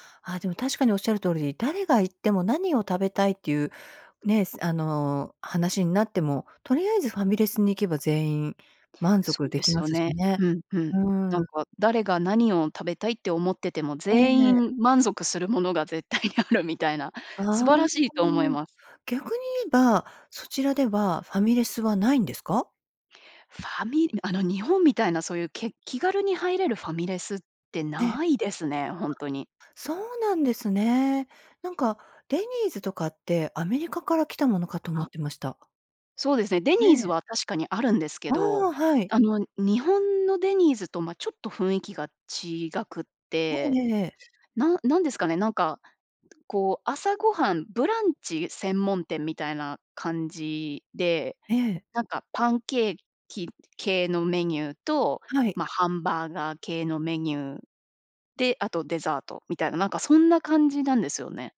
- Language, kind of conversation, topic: Japanese, podcast, 故郷で一番恋しいものは何ですか？
- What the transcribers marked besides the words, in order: laughing while speaking: "絶対にあるみたいな"; other noise